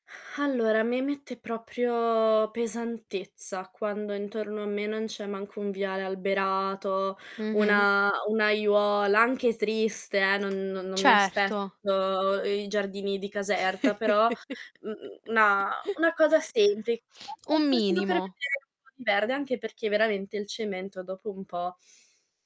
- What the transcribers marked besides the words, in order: static; tapping; drawn out: "proprio"; chuckle; unintelligible speech; distorted speech
- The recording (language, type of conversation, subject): Italian, podcast, Quali pratiche essenziali consiglieresti a chi vive in città ma vuole portare più natura nella vita di tutti i giorni?